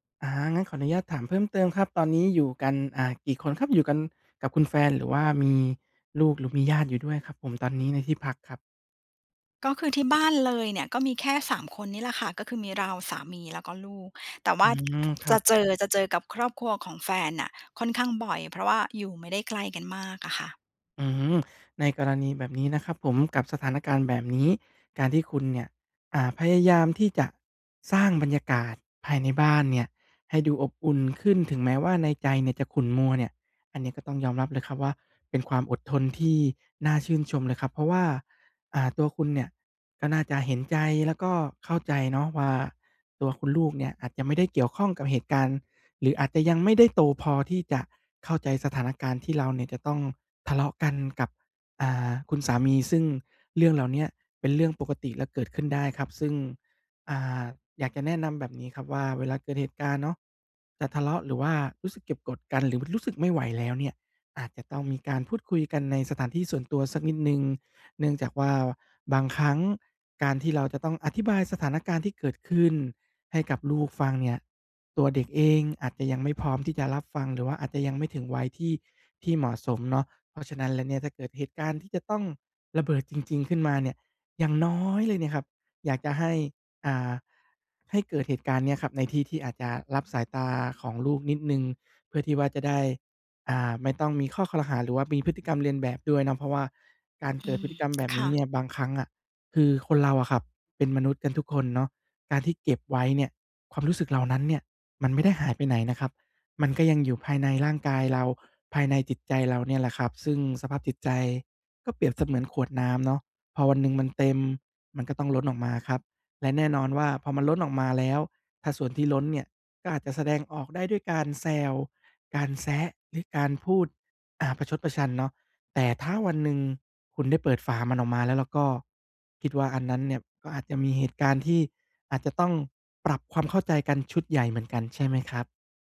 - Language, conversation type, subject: Thai, advice, ทำไมฉันถึงเก็บความรู้สึกไว้จนสุดท้ายระเบิดใส่คนที่รัก?
- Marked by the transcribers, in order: other background noise; other noise; tapping